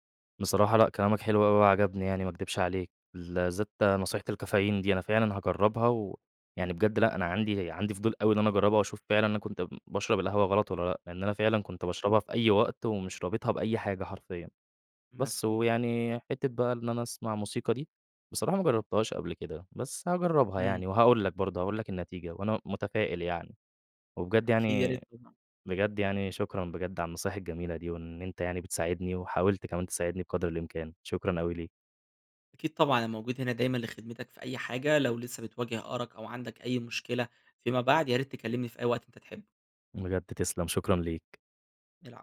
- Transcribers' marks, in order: unintelligible speech
- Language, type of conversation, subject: Arabic, advice, إزاي أحسّن نومي لو الشاشات قبل النوم والعادات اللي بعملها بالليل مأثرين عليه؟